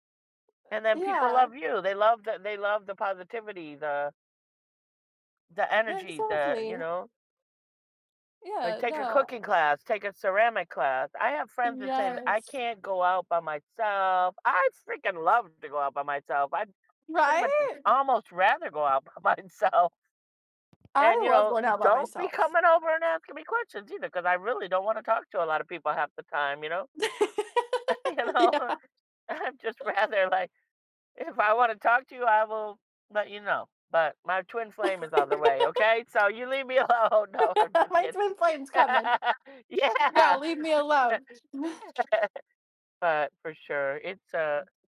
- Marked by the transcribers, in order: background speech; other background noise; laughing while speaking: "by myself"; tapping; laugh; laughing while speaking: "Yeah"; laughing while speaking: "You know, I'm just rather, like"; laugh; laughing while speaking: "alone"; laugh; laughing while speaking: "Yeah"; laugh
- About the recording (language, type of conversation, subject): English, unstructured, What are some signs that a relationship might not be working anymore?
- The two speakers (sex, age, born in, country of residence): female, 25-29, United States, United States; female, 55-59, United States, United States